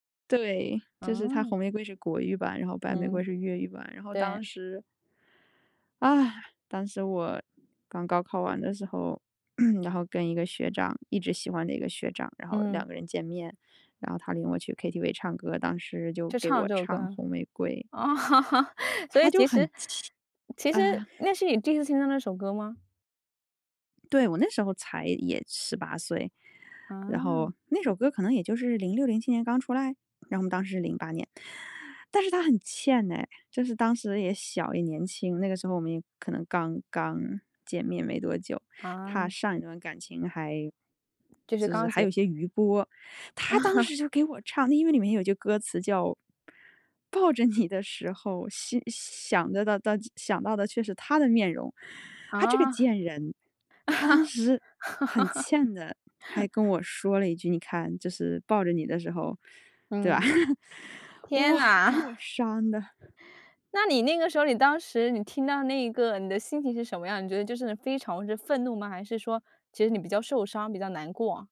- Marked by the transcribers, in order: throat clearing; laugh; laugh; laughing while speaking: "着"; laugh; laugh
- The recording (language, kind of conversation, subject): Chinese, podcast, 歌词里哪一句最打动你？